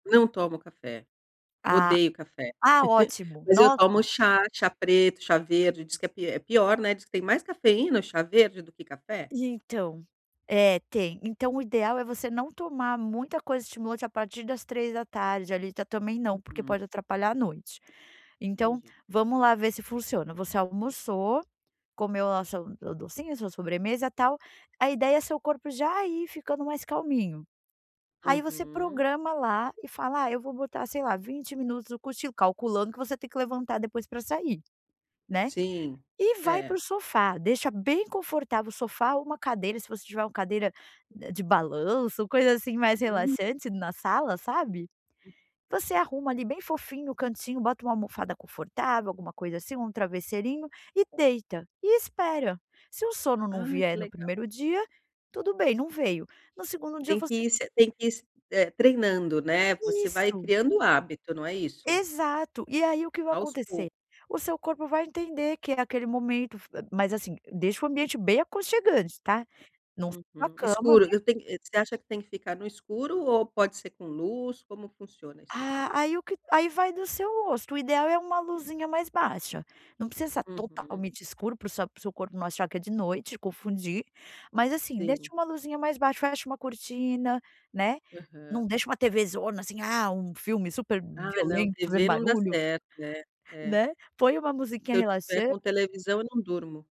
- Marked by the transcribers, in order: chuckle; other noise; tapping
- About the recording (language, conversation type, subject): Portuguese, advice, Como posso usar cochilos para melhorar meu foco, minha produtividade e meu estado de alerta?